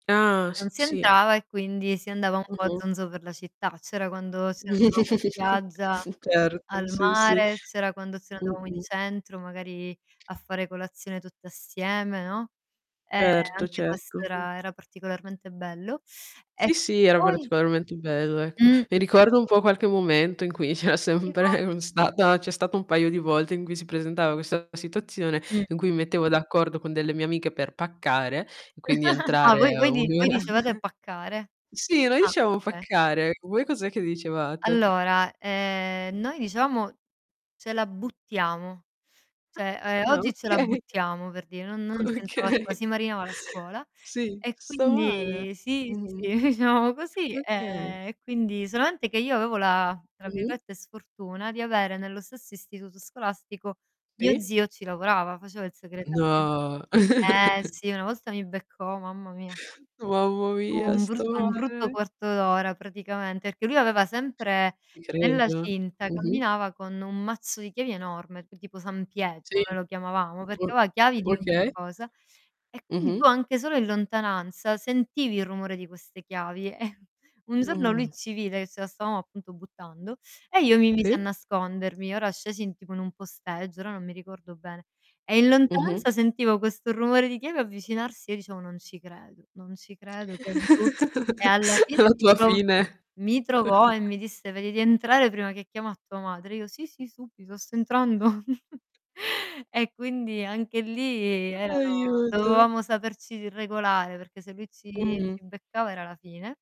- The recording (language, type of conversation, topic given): Italian, unstructured, Che cosa ti rendeva felice durante l’orario scolastico?
- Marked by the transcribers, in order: distorted speech; chuckle; tapping; other background noise; "Certo" said as "erto"; static; laughing while speaking: "c'era sempre un"; "presentava" said as "presentaa"; chuckle; chuckle; "cioè" said as "ceh"; laughing while speaking: "Okay"; unintelligible speech; chuckle; "perché" said as "rché"; "aveva" said as "avea"; laughing while speaking: "e"; "stavamo" said as "staamo"; chuckle; laughing while speaking: "La tua fine"; chuckle; chuckle; "dovevamo" said as "dovamo"